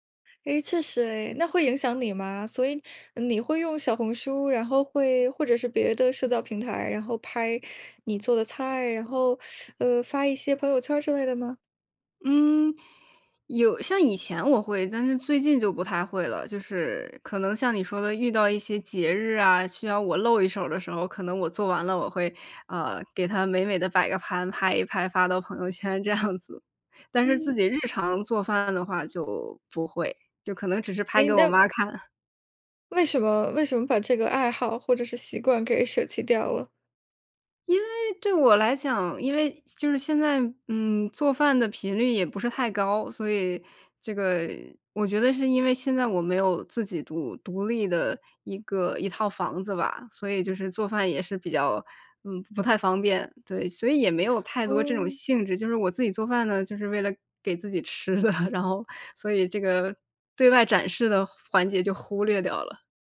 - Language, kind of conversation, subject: Chinese, podcast, 你能讲讲你最拿手的菜是什么，以及你是怎么做的吗？
- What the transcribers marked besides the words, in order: teeth sucking; laughing while speaking: "这样子"; laughing while speaking: "吃的"